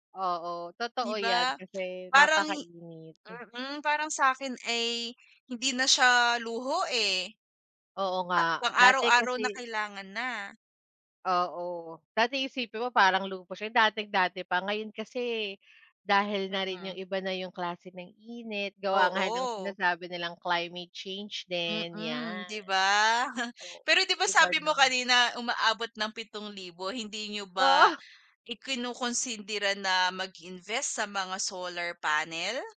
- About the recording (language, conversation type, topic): Filipino, unstructured, Paano mo ginagamit ang teknolohiya sa pang-araw-araw mong buhay?
- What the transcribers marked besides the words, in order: chuckle